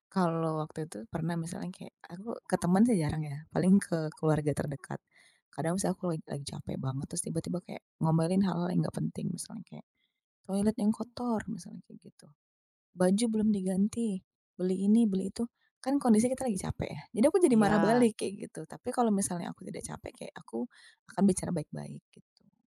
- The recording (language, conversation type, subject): Indonesian, podcast, Bagaimana kamu menangani percakapan dengan orang yang tiba-tiba meledak emosinya?
- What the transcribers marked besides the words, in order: other background noise